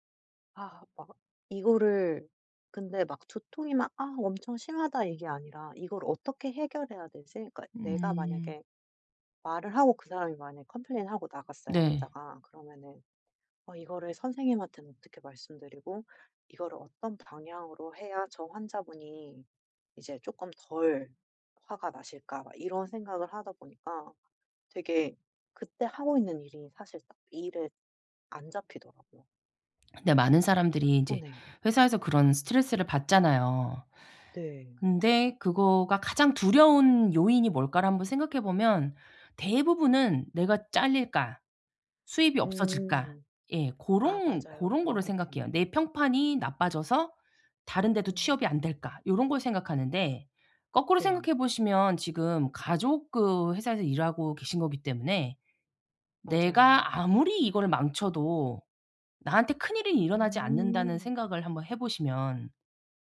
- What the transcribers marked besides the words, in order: other background noise
- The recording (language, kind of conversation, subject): Korean, advice, 복잡한 일을 앞두고 불안감과 자기의심을 어떻게 줄일 수 있을까요?